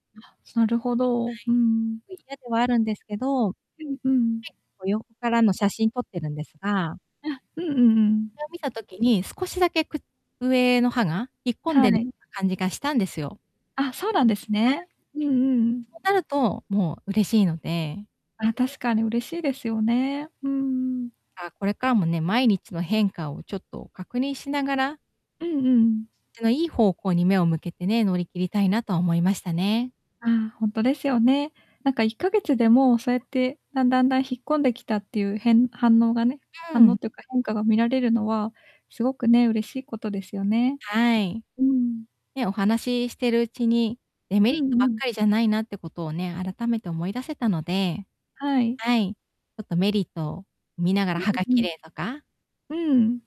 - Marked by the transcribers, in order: background speech; distorted speech; tapping; unintelligible speech
- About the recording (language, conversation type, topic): Japanese, advice, 変化による不安やストレスには、どのように対処すればよいですか？